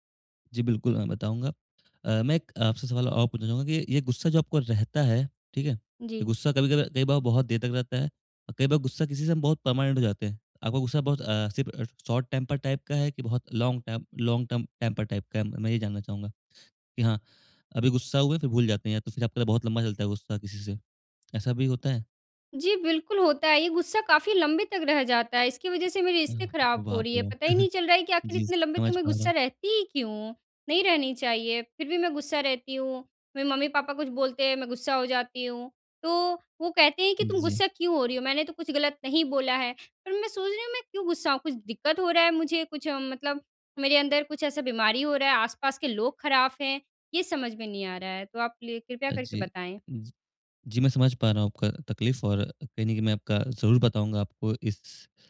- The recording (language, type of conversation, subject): Hindi, advice, मुझे बार-बार छोटी-छोटी बातों पर गुस्सा क्यों आता है और यह कब तथा कैसे होता है?
- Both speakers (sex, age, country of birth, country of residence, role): female, 20-24, India, India, user; male, 20-24, India, India, advisor
- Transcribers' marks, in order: in English: "पर्मानेंट"; in English: "शॉर्ट टेम्पर्ड टाइप"; in English: "लॉन्ग टाइम लॉन्ग टर्म टेंपर टाइप"; chuckle